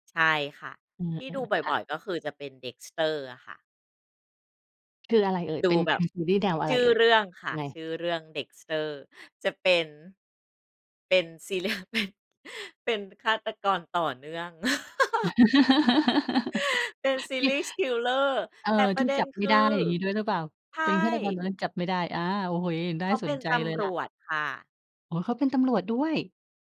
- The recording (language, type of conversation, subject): Thai, podcast, ทำไมคนเราถึงมักอยากกลับไปดูซีรีส์เรื่องเดิมๆ ซ้ำๆ เวลาเครียด?
- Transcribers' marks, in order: laughing while speaking: "ซีเรียล เป็น"; chuckle; laugh; chuckle; in English: "series killer"; "serial killer" said as "series killer"